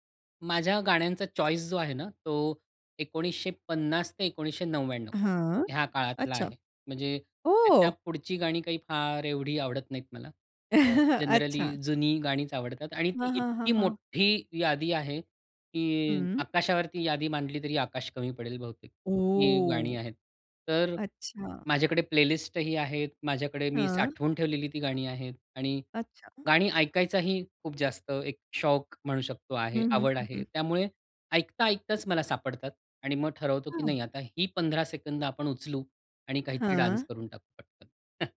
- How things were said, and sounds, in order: in English: "चॉईस"; chuckle; in English: "जनरली"; other background noise; in English: "प्लेलिस्ट"; in English: "डान्स"; chuckle
- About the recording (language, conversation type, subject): Marathi, podcast, सोशल मीडियासाठी सर्जनशील मजकूर तुम्ही कसा तयार करता?